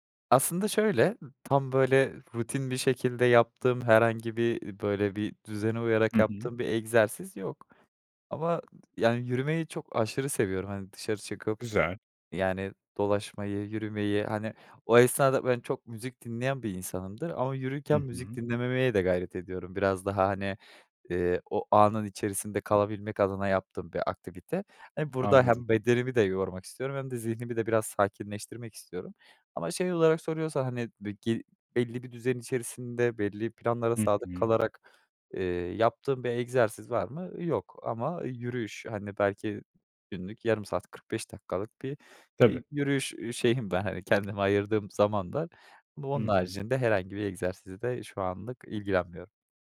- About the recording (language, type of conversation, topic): Turkish, advice, Stresten dolayı uykuya dalamakta zorlanıyor veya uykusuzluk mu yaşıyorsunuz?
- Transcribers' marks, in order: other noise; other background noise